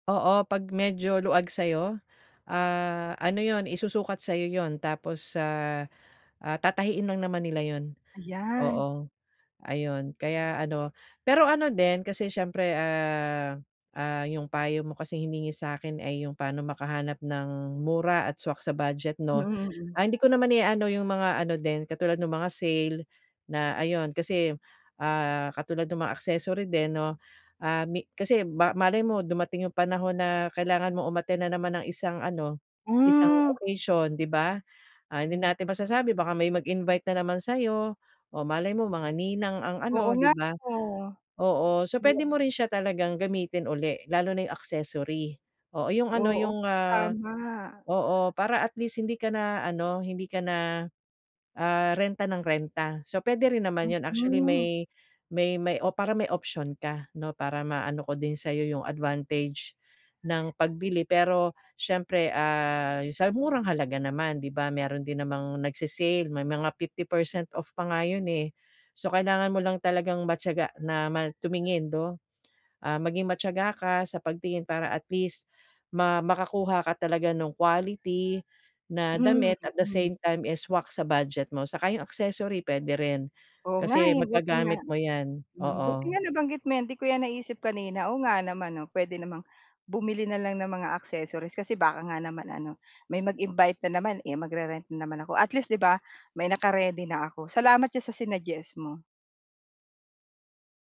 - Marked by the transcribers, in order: none
- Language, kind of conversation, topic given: Filipino, advice, Paano ako makakahanap ng damit na babagay sa estilo ko at pasok sa badyet ko?